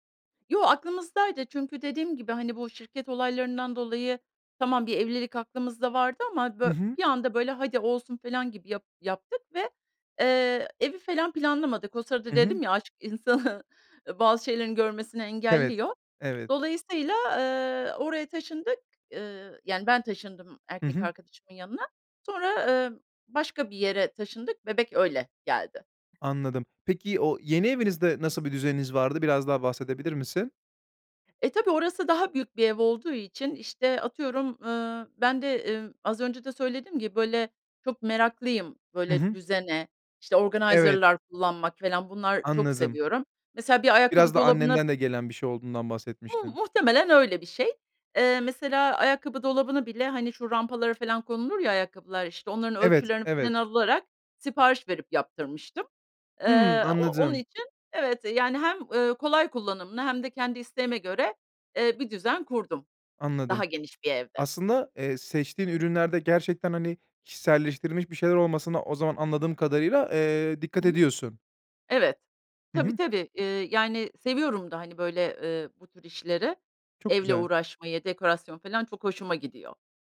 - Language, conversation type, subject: Turkish, podcast, Sıkışık bir evde düzeni nasıl sağlayabilirsin?
- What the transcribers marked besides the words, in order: laughing while speaking: "insanı"; other background noise; in English: "organizer'lar"